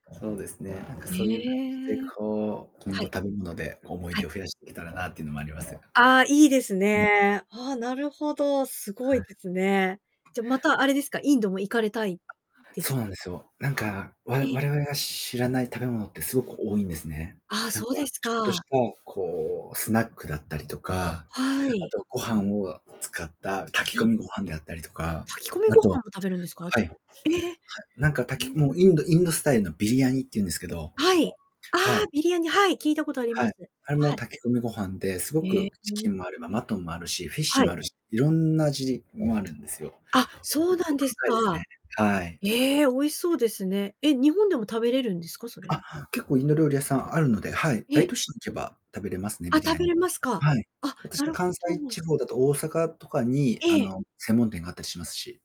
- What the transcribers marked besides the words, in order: distorted speech; static
- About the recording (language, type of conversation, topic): Japanese, podcast, 食べ物で一番思い出深いものは何ですか?
- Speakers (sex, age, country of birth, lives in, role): female, 45-49, Japan, Japan, host; male, 40-44, Japan, Japan, guest